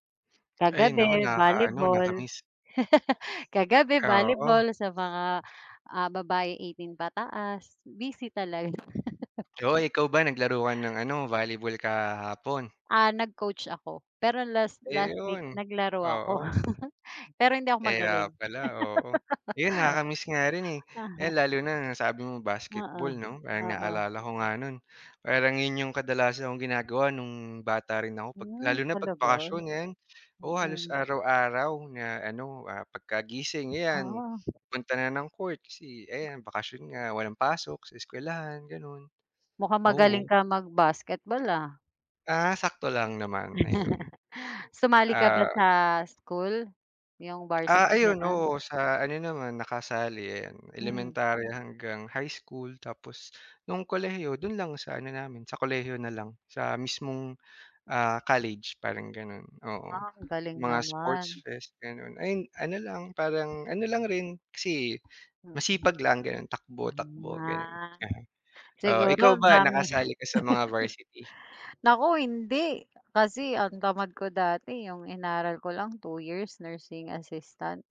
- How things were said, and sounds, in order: laugh; laughing while speaking: "talaga"; tapping; chuckle; laugh; other background noise; chuckle; chuckle
- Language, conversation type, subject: Filipino, unstructured, Ano ang pinakamasayang alaala mo noong bakasyon?